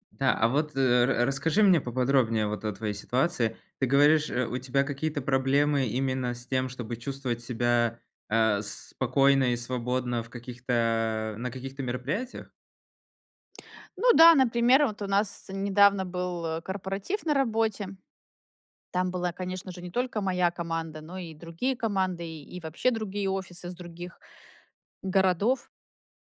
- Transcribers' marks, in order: none
- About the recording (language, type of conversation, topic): Russian, advice, Как справиться с неловкостью на вечеринках и в разговорах?